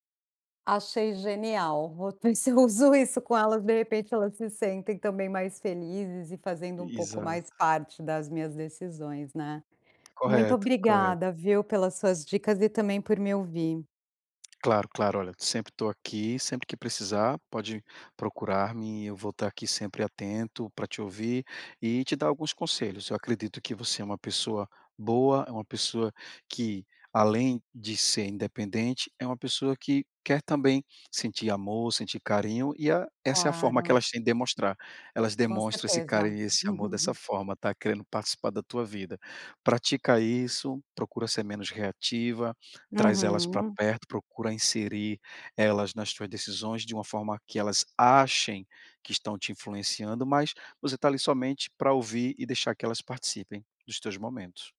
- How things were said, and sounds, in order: chuckle; tapping; laugh
- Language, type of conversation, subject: Portuguese, advice, Como posso parar de reagir automaticamente em discussões familiares?